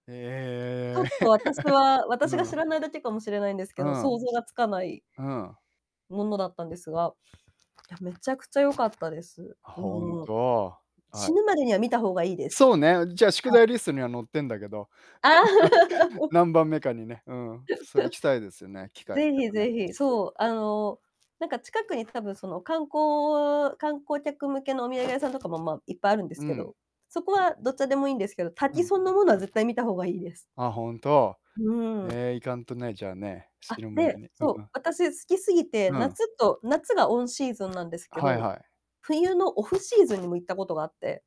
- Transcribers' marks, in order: laugh; distorted speech; laugh; laugh
- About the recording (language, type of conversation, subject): Japanese, unstructured, 家族で旅行に行ったことはありますか？どこに行きましたか？